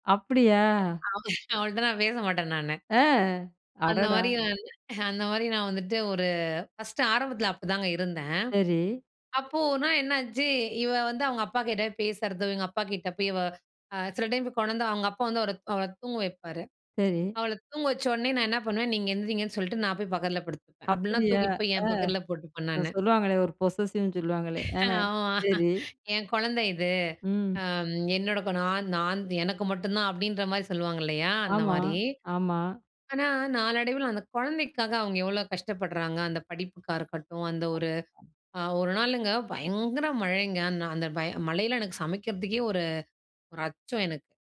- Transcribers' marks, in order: laughing while speaking: "அவ அவள்ட்ட நான் பேச மாட்டேன் நானு"; other background noise; in English: "பொசசிவ்னு"; laughing while speaking: "ஆமா. என் குழந்த இது"; other noise
- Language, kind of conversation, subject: Tamil, podcast, வீட்டிலும் குழந்தை வளர்ப்பிலும் தாயும் தந்தையும் சமமாகப் பொறுப்புகளைப் பகிர்ந்து கொள்ள வேண்டுமா, ஏன்?